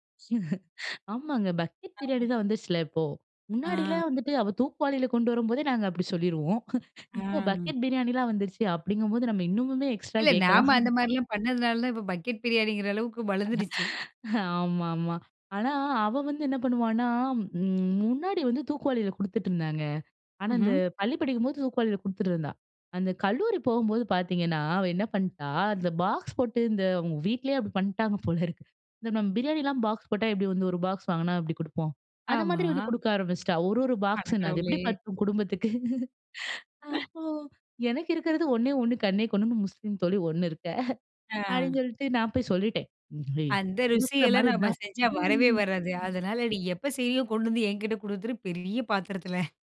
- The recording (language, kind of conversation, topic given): Tamil, podcast, பாரம்பரிய உணவை யாரோ ஒருவருடன் பகிர்ந்தபோது உங்களுக்கு நடந்த சிறந்த உரையாடல் எது?
- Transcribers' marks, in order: laugh; chuckle; drawn out: "ஆ"; other background noise; in English: "எக்ஸ்ட்ரா"; chuckle; tapping; laugh; in English: "பாக்ஸ்"; in English: "பாக்ஸ்"; in English: "பாக்ஸ்"; laugh; chuckle; drawn out: "ம்"